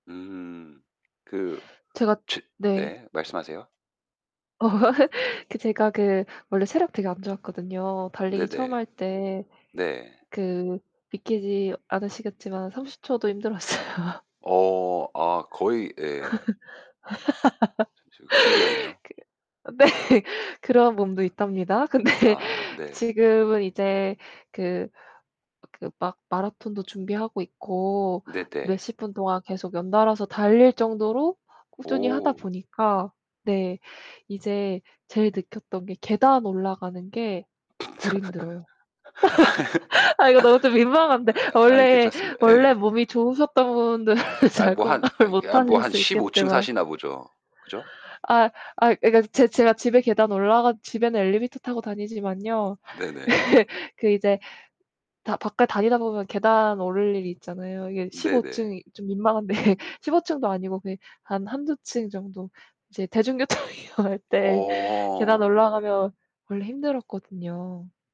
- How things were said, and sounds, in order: other background noise; laugh; laughing while speaking: "힘들었어요"; laugh; laughing while speaking: "네"; laughing while speaking: "근데"; laugh; laughing while speaking: "아 이거 너무 좀 민망한데"; laugh; laughing while speaking: "아"; laughing while speaking: "예 예"; laughing while speaking: "분들은 잘 공감을"; laugh; laughing while speaking: "민망한데"; laughing while speaking: "대중교통 이용할"
- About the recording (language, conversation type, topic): Korean, unstructured, 운동을 하면서 가장 놀랐던 몸의 변화는 무엇인가요?